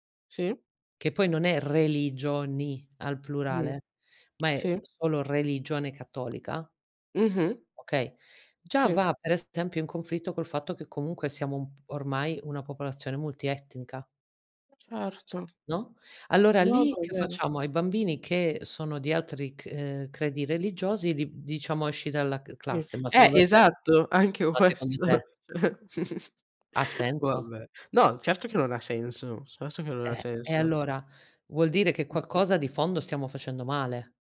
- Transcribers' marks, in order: stressed: "religioni"; tapping; "esempio" said as "estempio"; other background noise; laughing while speaking: "questo. Vabbè"
- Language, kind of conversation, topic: Italian, unstructured, Come pensi che la scuola possa migliorare l’apprendimento degli studenti?